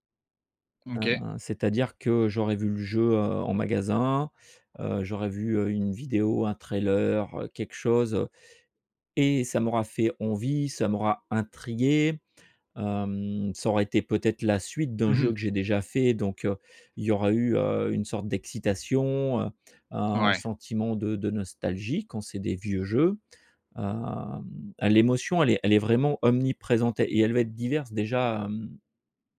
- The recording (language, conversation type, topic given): French, podcast, Quel rôle jouent les émotions dans ton travail créatif ?
- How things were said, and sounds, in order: other background noise; in English: "trailer"